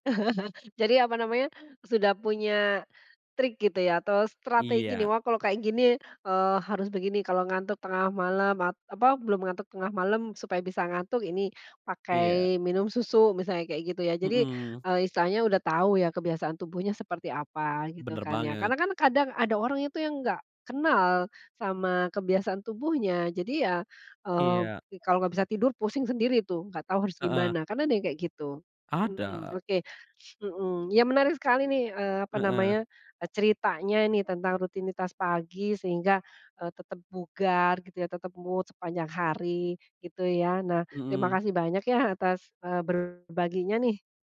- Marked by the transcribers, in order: chuckle; in English: "mood"
- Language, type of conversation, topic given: Indonesian, podcast, Bagaimana rutinitas pagimu untuk menjaga kebugaran dan suasana hati sepanjang hari?